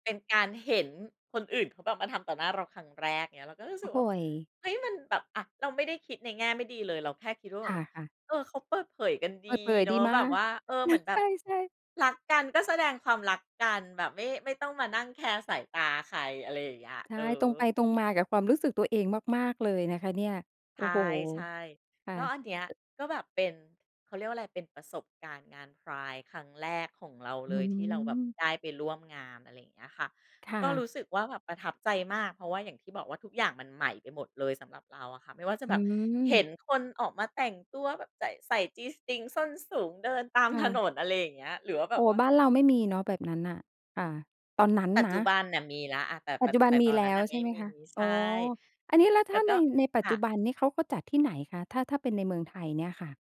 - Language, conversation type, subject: Thai, podcast, พาเหรดหรือกิจกรรมไพรด์มีความหมายอย่างไรสำหรับคุณ?
- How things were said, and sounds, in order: tapping